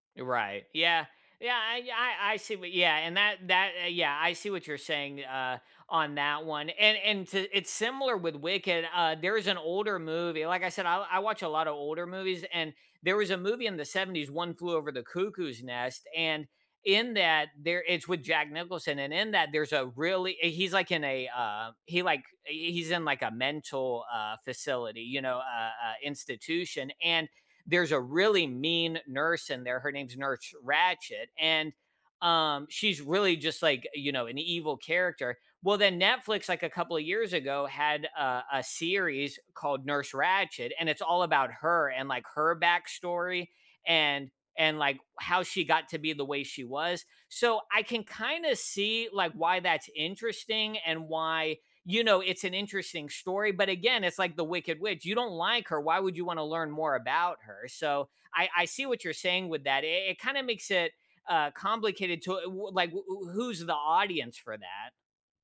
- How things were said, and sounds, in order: none
- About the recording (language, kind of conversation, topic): English, unstructured, Do modern movie remakes help preserve beloved classics for new audiences, or do they mainly cash in on nostalgia?
- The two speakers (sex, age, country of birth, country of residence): female, 40-44, United States, United States; male, 40-44, United States, United States